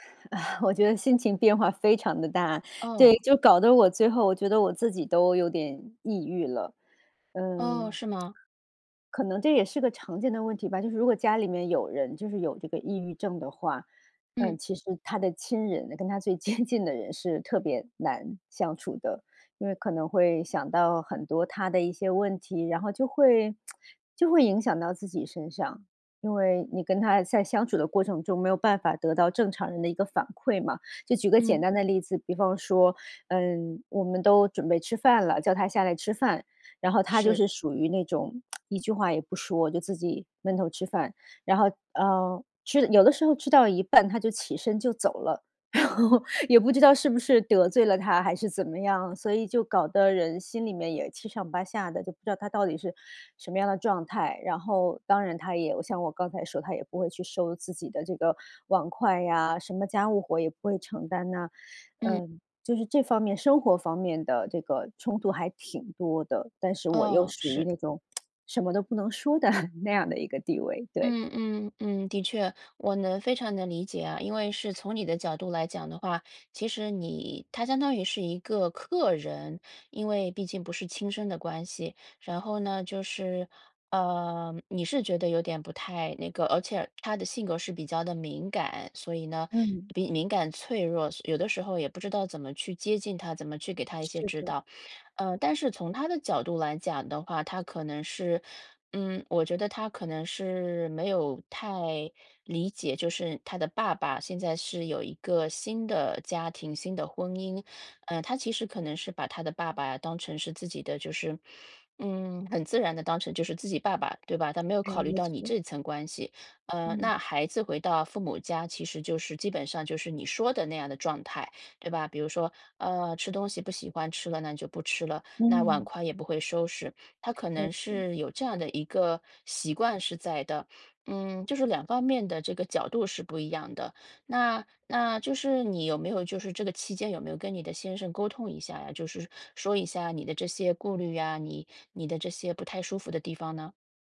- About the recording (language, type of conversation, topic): Chinese, advice, 当家庭成员搬回家住而引发生活习惯冲突时，我该如何沟通并制定相处规则？
- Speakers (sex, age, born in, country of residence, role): female, 40-44, China, United States, advisor; female, 45-49, China, United States, user
- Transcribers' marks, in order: laugh; laughing while speaking: "我觉得心情变化非常地大"; other background noise; laughing while speaking: "接近的人"; tsk; lip smack; laughing while speaking: "然后"; lip smack; laugh